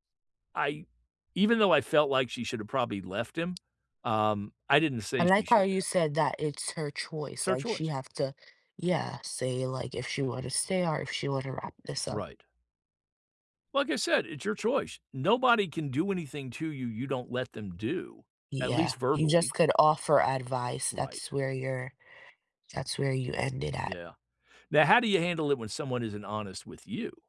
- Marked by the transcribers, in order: tapping; other background noise
- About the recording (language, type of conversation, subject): English, unstructured, What does honesty mean to you in everyday life?
- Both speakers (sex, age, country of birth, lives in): female, 25-29, United States, United States; male, 65-69, United States, United States